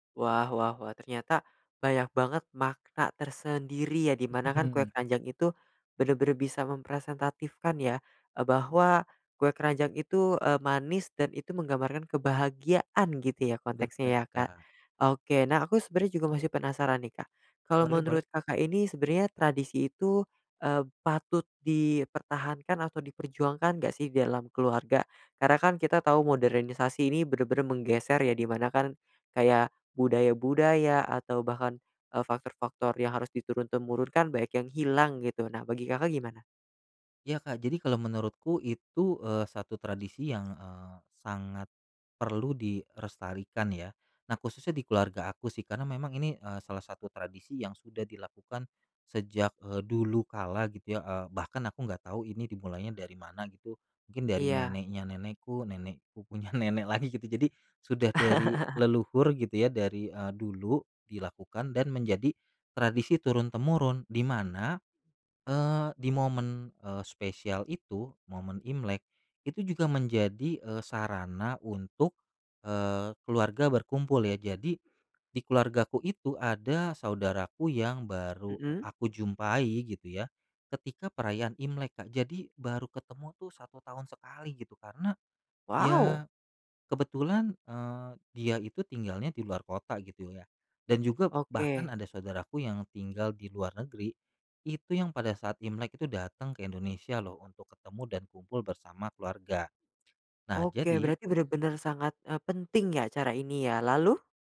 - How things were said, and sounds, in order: "dilestarikan" said as "direstarikan"; laugh; laughing while speaking: "punya nenek lagi gitu"; surprised: "Wow"
- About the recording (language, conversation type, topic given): Indonesian, podcast, Ceritakan tradisi keluarga apa yang selalu membuat suasana rumah terasa hangat?